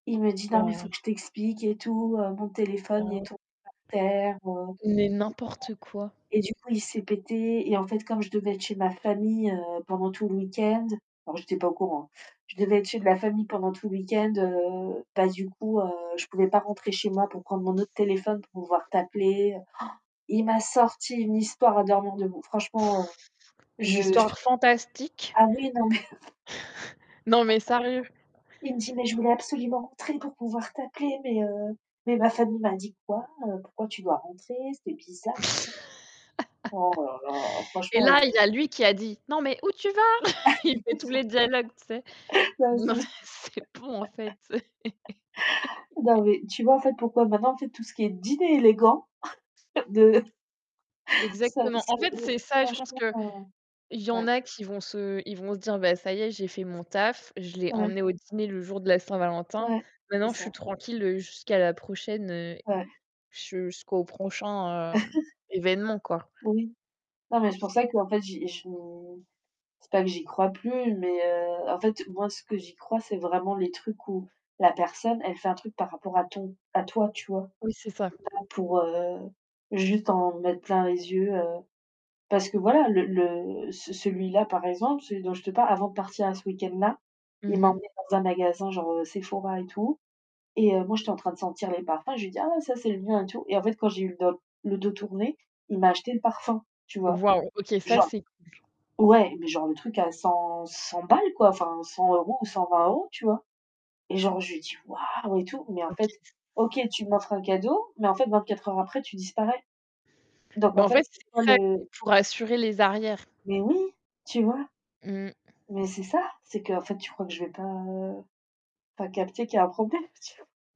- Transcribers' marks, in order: static; distorted speech; other background noise; tapping; gasp; chuckle; laughing while speaking: "mais"; laugh; laugh; laugh; unintelligible speech; laugh; laughing while speaking: "Non, c'est bon en fait"; stressed: "bon"; laugh; stressed: "dîner élégant"; chuckle; laughing while speaking: "de"; chuckle; unintelligible speech; other noise
- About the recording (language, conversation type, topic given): French, unstructured, Préférez-vous les soirées barbecue ou les dîners élégants ?